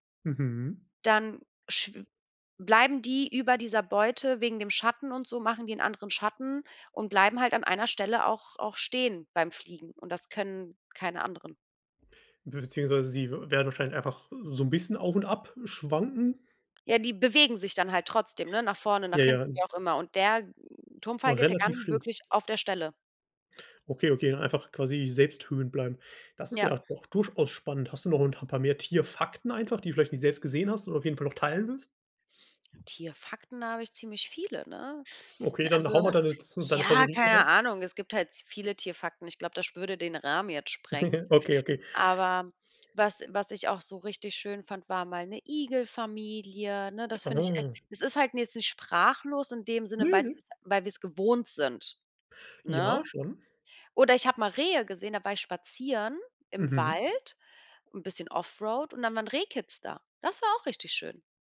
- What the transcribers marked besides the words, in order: chuckle; put-on voice: "Ne, ne"
- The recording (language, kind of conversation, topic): German, podcast, Welches Naturerlebnis hat dich einmal sprachlos gemacht?